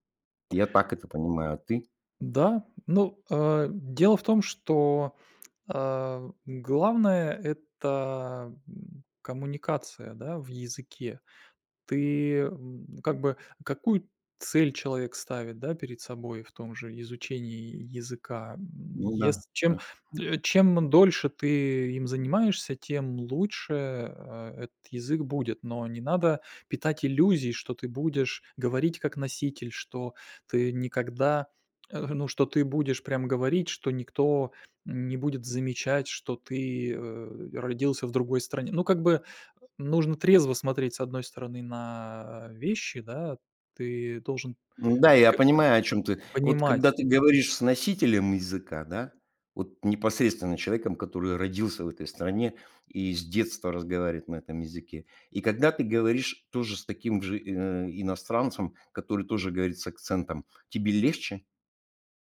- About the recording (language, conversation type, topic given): Russian, podcast, Когда вы считаете неудачу уроком, а не концом?
- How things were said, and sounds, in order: other background noise; hiccup